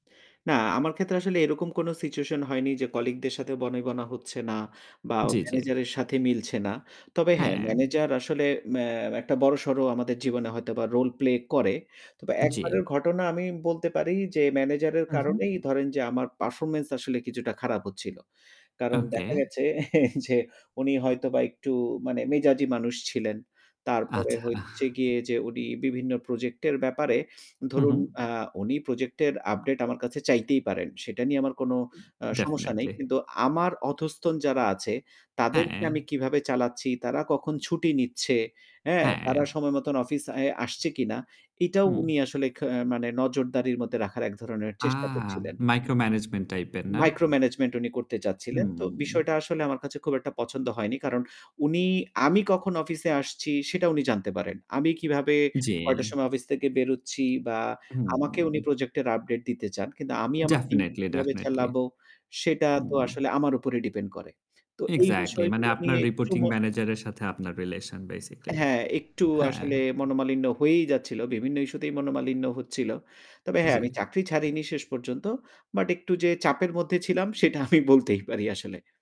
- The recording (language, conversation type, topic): Bengali, podcast, চাকরি ছাড়ার সিদ্ধান্ত নেওয়ার আগে আপনি কী কী বিষয় ভেবেছিলেন?
- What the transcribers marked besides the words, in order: chuckle; "হচ্ছে" said as "হইচ্ছে"; other noise; static; in English: "মাইক্রো ম্যানেজমেন্ট"; in English: "মাইক্রো ম্যানেজমেন্ট"; drawn out: "হুম"; drawn out: "জি"; in English: "হুম"; laughing while speaking: "আমি বলতেই পারি আসলে"